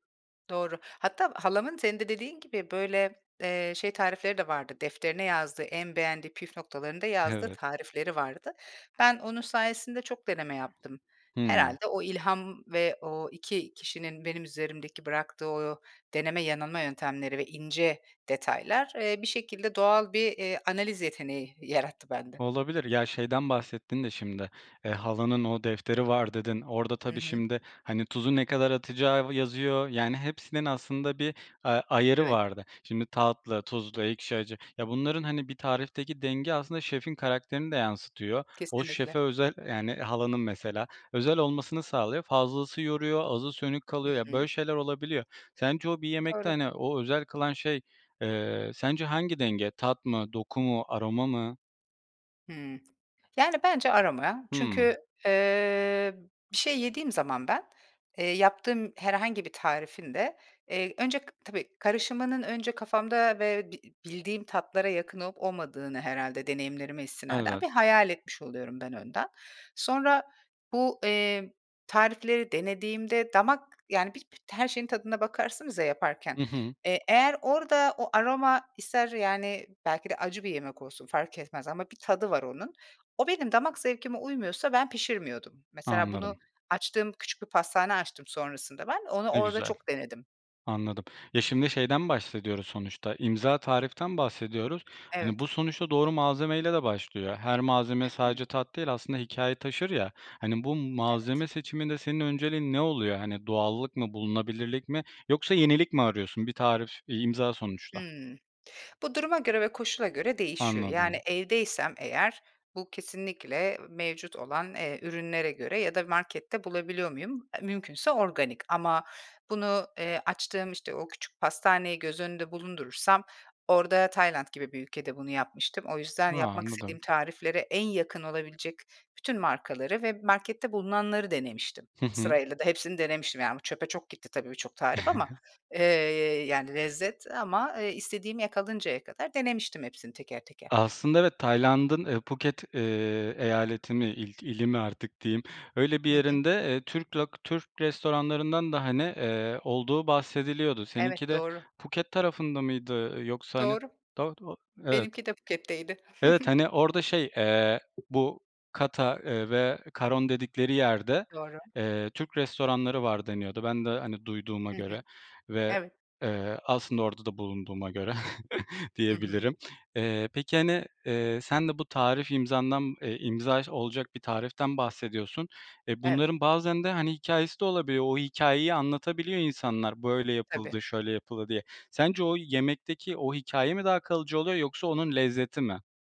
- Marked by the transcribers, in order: other background noise; tapping; chuckle; "yakalayıncaya" said as "yakalıncaya"; chuckle; chuckle
- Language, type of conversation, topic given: Turkish, podcast, Kendi imzanı taşıyacak bir tarif yaratmaya nereden başlarsın?